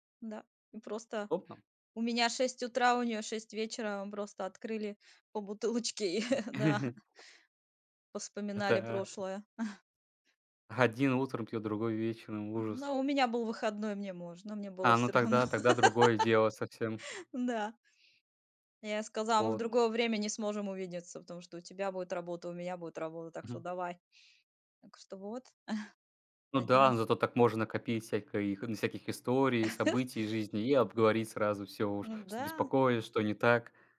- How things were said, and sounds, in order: laughing while speaking: "бутылочке и да"; chuckle; other background noise; tapping; chuckle; laughing while speaking: "равно"; laugh; chuckle; other noise; chuckle
- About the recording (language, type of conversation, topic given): Russian, unstructured, Как ты обычно проводишь время с семьёй или друзьями?